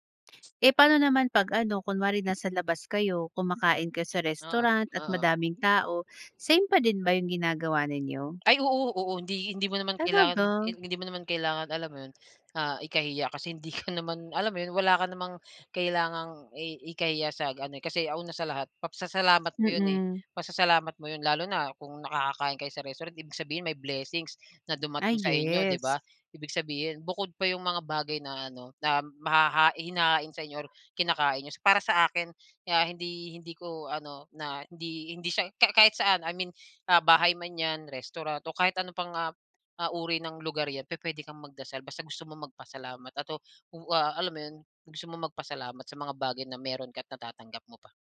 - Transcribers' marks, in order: other background noise; dog barking
- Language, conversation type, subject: Filipino, podcast, Ano ang kahalagahan sa inyo ng pagdarasal bago kumain?